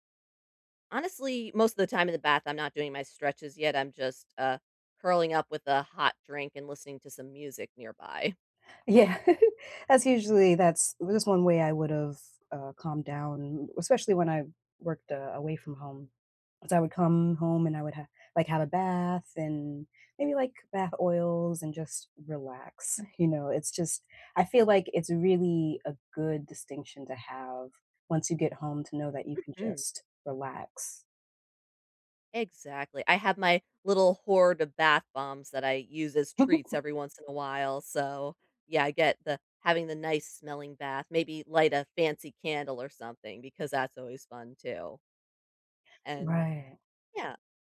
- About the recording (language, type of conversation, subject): English, unstructured, What’s the best way to handle stress after work?
- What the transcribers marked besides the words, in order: laughing while speaking: "Yeah"; chuckle; chuckle